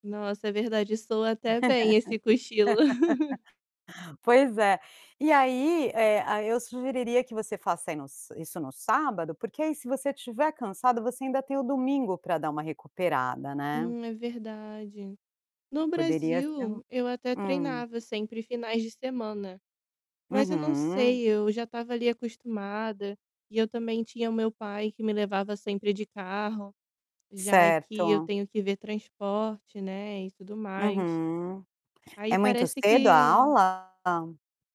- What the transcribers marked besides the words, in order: laugh; static; tapping; distorted speech
- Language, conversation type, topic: Portuguese, advice, Como posso retomar um hobby e transformá-lo em uma prática regular?